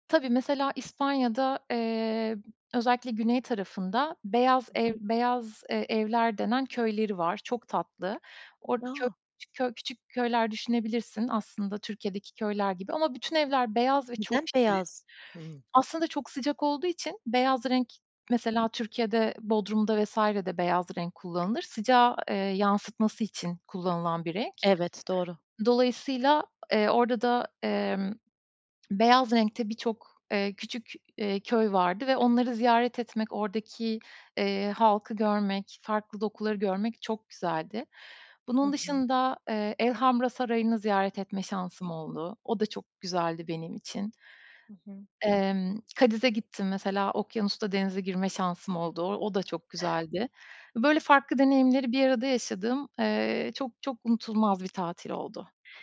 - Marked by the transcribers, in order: other background noise; other noise
- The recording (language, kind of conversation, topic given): Turkish, podcast, En unutulmaz seyahatini nasıl geçirdin, biraz anlatır mısın?